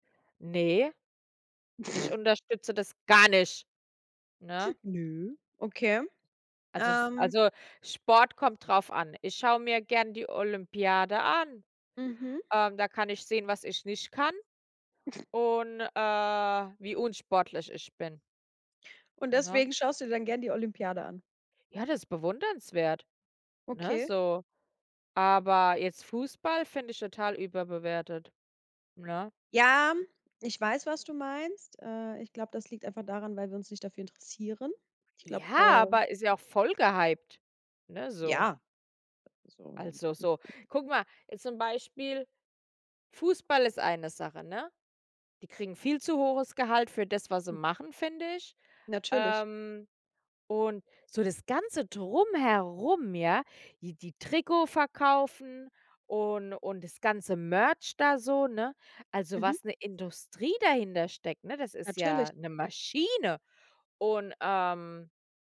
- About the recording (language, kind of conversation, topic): German, unstructured, Ist es gerecht, dass Profisportler so hohe Gehälter bekommen?
- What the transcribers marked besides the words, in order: snort; stressed: "gar nicht"; chuckle; snort; other background noise; unintelligible speech